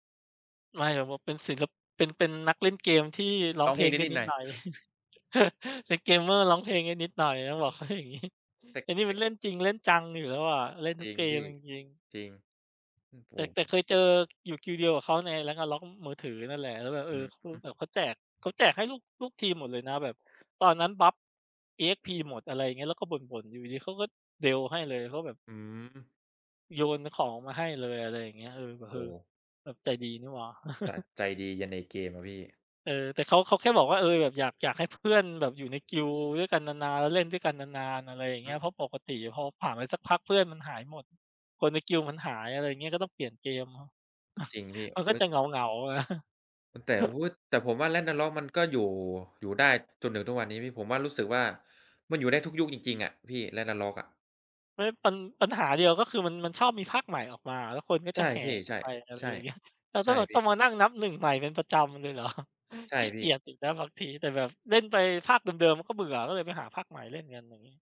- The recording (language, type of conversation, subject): Thai, unstructured, คุณคิดว่าการเล่นเกมออนไลน์ส่งผลต่อชีวิตประจำวันของคุณไหม?
- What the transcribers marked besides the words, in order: chuckle; laughing while speaking: "อย่างงี้"; "ดีล" said as "เดล"; chuckle; chuckle; laughing while speaking: "นะ"; chuckle; chuckle; laughing while speaking: "เหรอ"